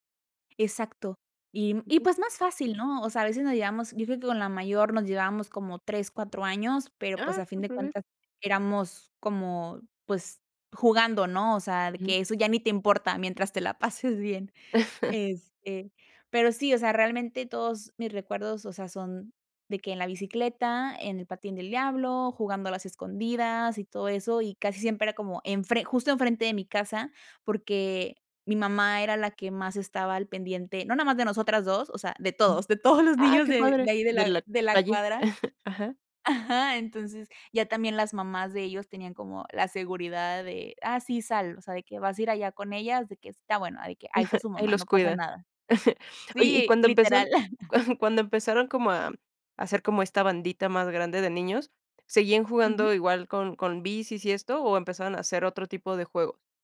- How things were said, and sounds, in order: laughing while speaking: "pases bien"; chuckle; other background noise; chuckle; chuckle
- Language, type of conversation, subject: Spanish, podcast, ¿Qué aventuras al aire libre recuerdas de cuando eras pequeño?